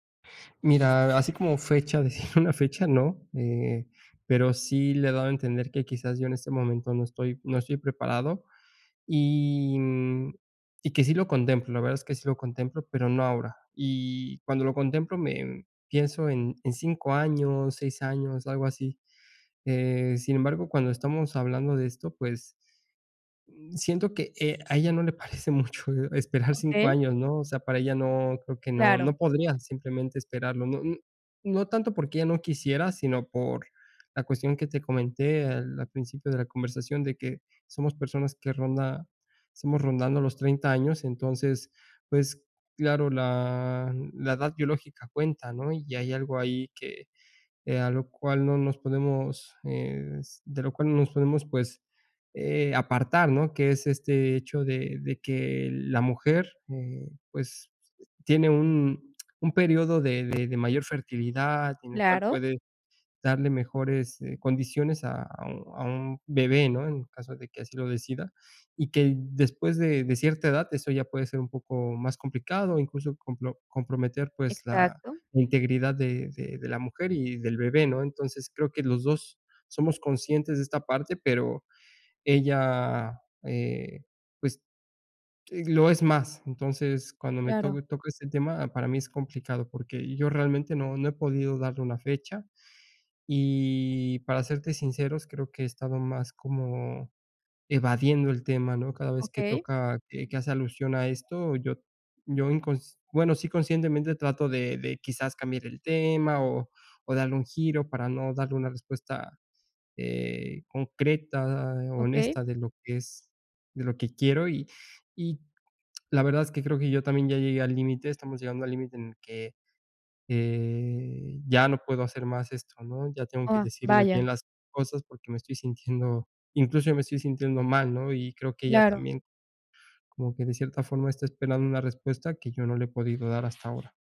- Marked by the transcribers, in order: other background noise; tapping; other noise
- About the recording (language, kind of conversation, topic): Spanish, advice, ¿Cómo podemos alinear nuestras metas de vida y prioridades como pareja?